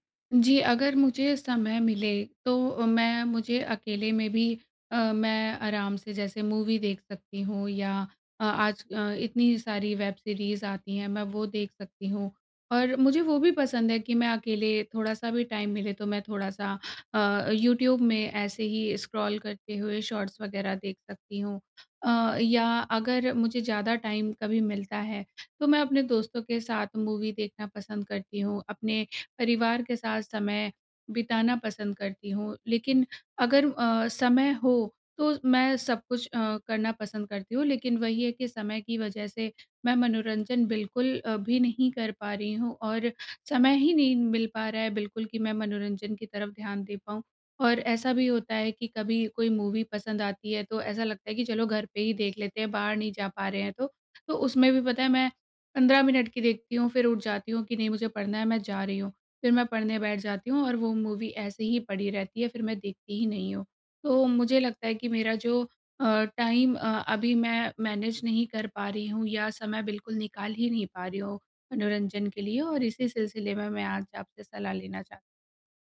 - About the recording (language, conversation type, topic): Hindi, advice, मैं अपनी रोज़मर्रा की ज़िंदगी में मनोरंजन के लिए समय कैसे निकालूँ?
- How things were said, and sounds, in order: in English: "मूवी"; in English: "वेब सीरीज़"; in English: "टाइम"; in English: "स्क्रॉल"; in English: "शॉर्ट्स"; in English: "टाइम"; in English: "मूवी"; in English: "मूवी"; in English: "मूवी"; in English: "टाइम"; in English: "मैनेज"